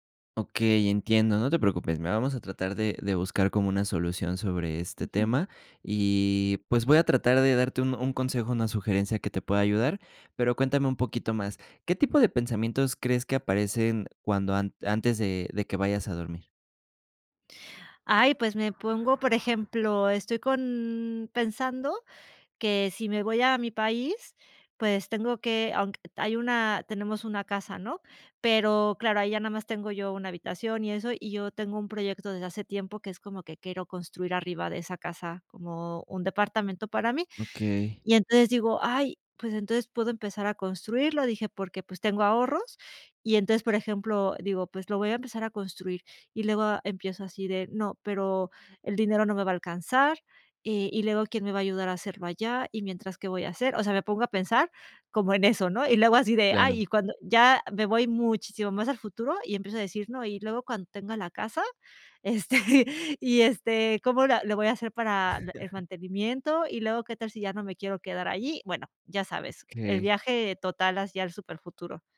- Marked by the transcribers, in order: laughing while speaking: "como en eso"; laughing while speaking: "este"
- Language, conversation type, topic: Spanish, advice, ¿Cómo puedo manejar el insomnio por estrés y los pensamientos que no me dejan dormir?